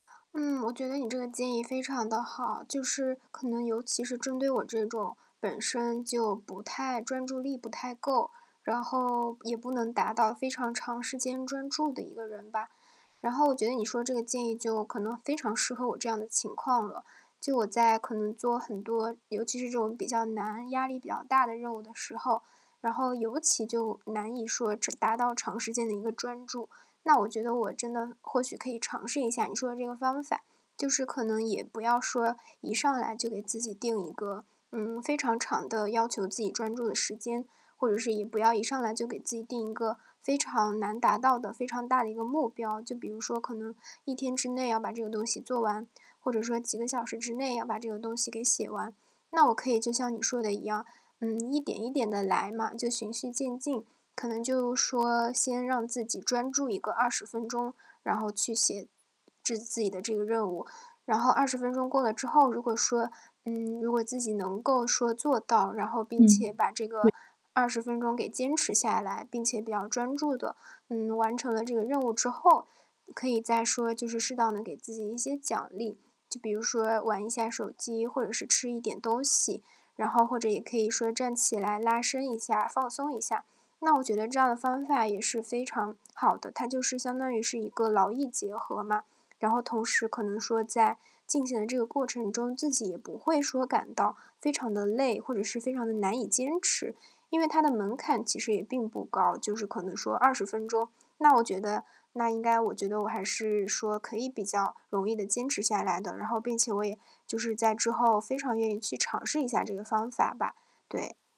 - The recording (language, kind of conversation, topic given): Chinese, advice, 在高压情况下我该如何保持专注？
- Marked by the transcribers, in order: static; distorted speech; other background noise